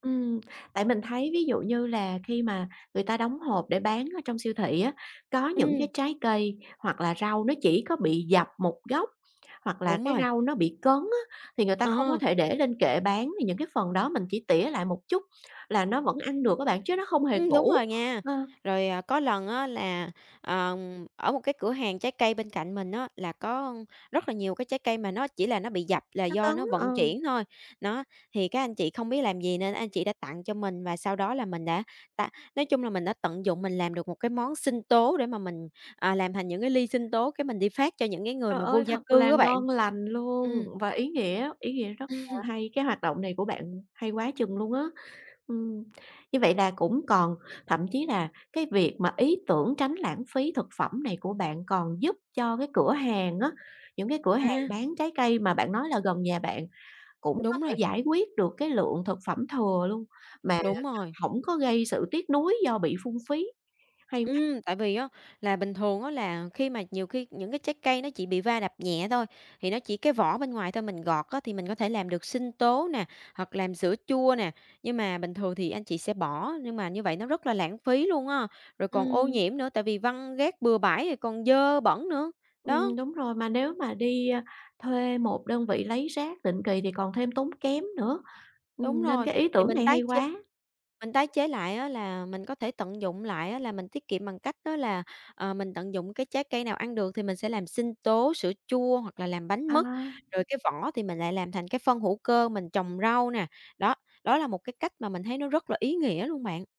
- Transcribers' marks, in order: tapping; chuckle; other background noise
- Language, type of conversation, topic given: Vietnamese, podcast, Bạn làm thế nào để giảm lãng phí thực phẩm?